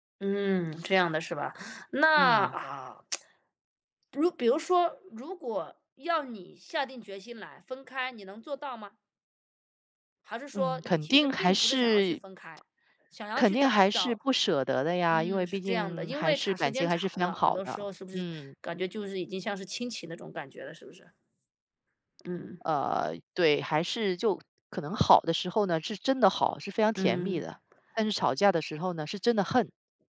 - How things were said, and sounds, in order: tsk; lip smack; other background noise; tapping
- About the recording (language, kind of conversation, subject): Chinese, advice, 你们为什么会频繁争吵，却又总能和好如初？